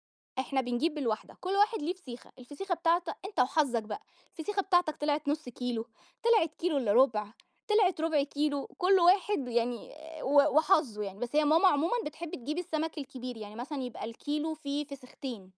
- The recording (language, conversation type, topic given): Arabic, podcast, احكيلي عن يوم مميز قضيته مع عيلتك؟
- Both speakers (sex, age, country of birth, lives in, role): female, 30-34, Egypt, Egypt, guest; male, 25-29, Egypt, Egypt, host
- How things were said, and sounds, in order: none